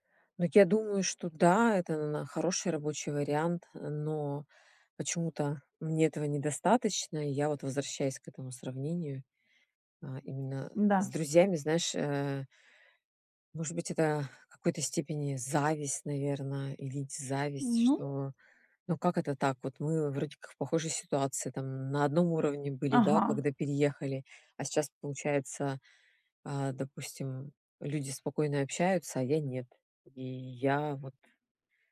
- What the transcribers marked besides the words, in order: none
- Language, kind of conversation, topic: Russian, advice, Почему я постоянно сравниваю свои достижения с достижениями друзей и из-за этого чувствую себя хуже?